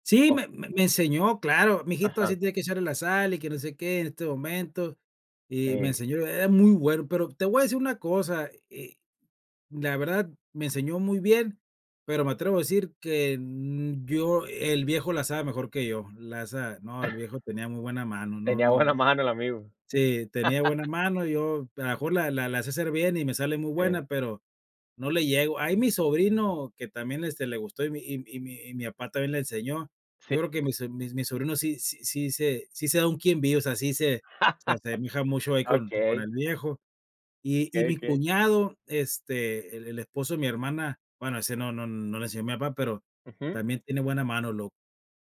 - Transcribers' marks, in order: chuckle; other background noise; laugh; laugh
- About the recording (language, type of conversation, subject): Spanish, podcast, ¿Qué sabor o plato te conecta con tus raíces?